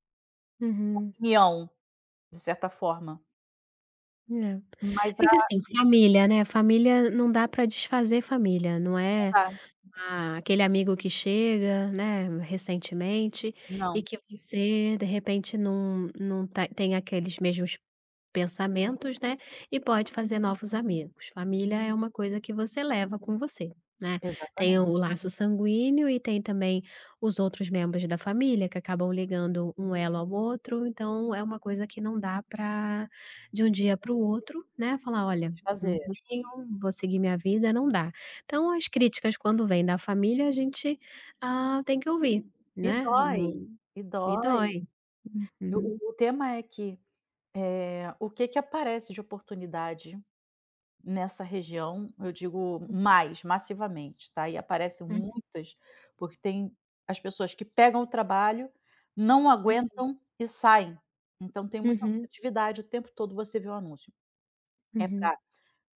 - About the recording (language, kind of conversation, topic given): Portuguese, advice, Como lidar com as críticas da minha família às minhas decisões de vida em eventos familiares?
- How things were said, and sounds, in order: other background noise; tapping